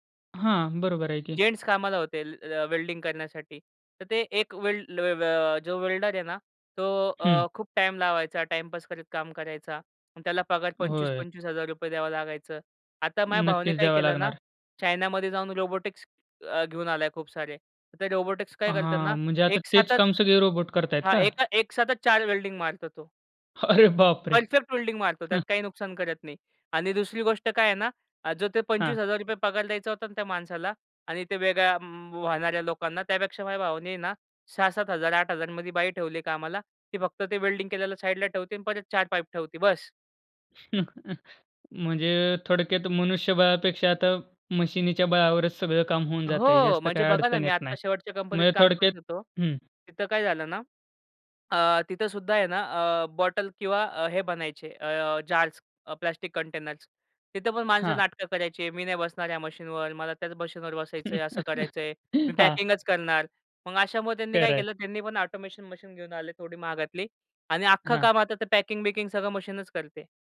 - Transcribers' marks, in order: surprised: "अरे बाप रे!"; tapping; chuckle; chuckle; other noise; in English: "ऑटोमेशन"
- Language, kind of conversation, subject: Marathi, podcast, भविष्यात कामाचा दिवस मुख्यतः ऑफिसमध्ये असेल की घरातून, तुमच्या अनुभवातून तुम्हाला काय वाटते?